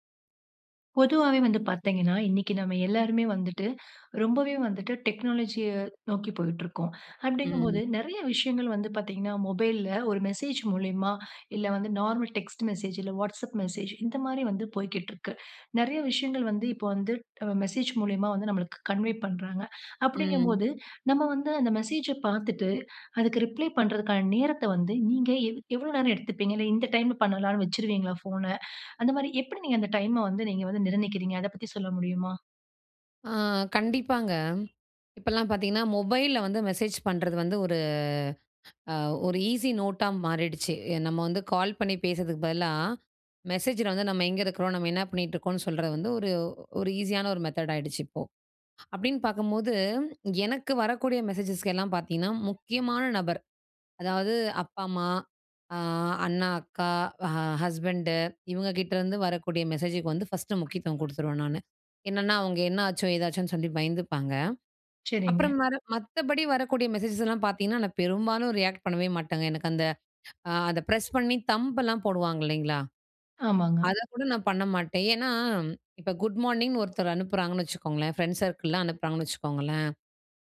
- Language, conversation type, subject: Tamil, podcast, மொபைலில் வரும் செய்திகளுக்கு பதில் அளிக்க வேண்டிய நேரத்தை நீங்கள் எப்படித் தீர்மானிக்கிறீர்கள்?
- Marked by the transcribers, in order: in English: "டெக்னாலஜிய"; in English: "கன்வே"; in English: "ரிப்ளை"; "நிர்ணயிக்கிறீங்க" said as "நிரனிக்கிறீங்க"; other street noise; tapping; in English: "ஈஸி நோட்டா"; other background noise; in English: "மெத்தட்"; swallow; in English: "ஹஸ்பண்டு"; in English: "ரியாக்ட்"; in English: "பிரஸ்"; in English: "தம்பெல்லாம்"; in English: "சர்க்கிள்லாம்"